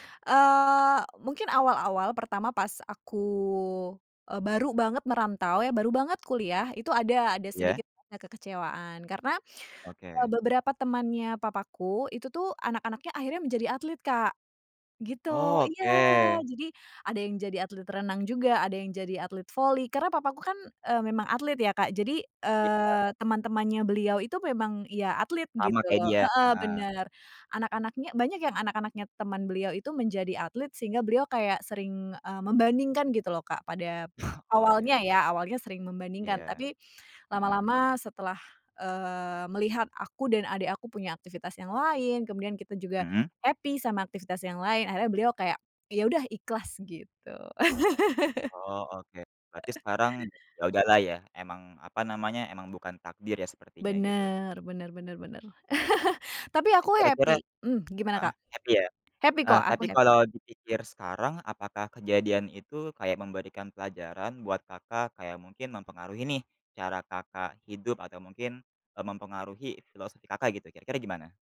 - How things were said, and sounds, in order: chuckle; tapping; in English: "happy"; laugh; chuckle; in English: "happy"; in English: "happy"; in English: "Happy"; in English: "happy"
- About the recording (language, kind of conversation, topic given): Indonesian, podcast, Bisakah kamu menceritakan salah satu pengalaman masa kecil yang tidak pernah kamu lupakan?